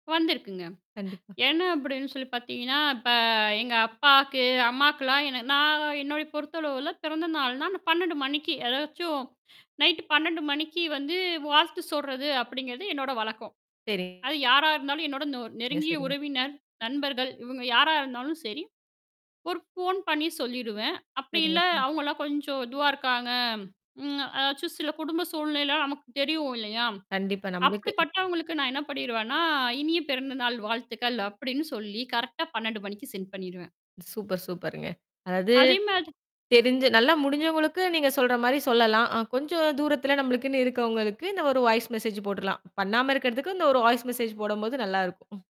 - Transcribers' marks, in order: "வாழ்த்து" said as "வாஸ்த்து"; distorted speech; tapping; other noise; in English: "சென்ட்"; other background noise; in English: "வாய்ஸ் மெசேஜ்"; in English: "வாய்ஸ் மெசேஜ்"
- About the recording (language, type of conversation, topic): Tamil, podcast, வாய்ஸ் நோட்டுகளை எப்போது அனுப்ப வேண்டும்?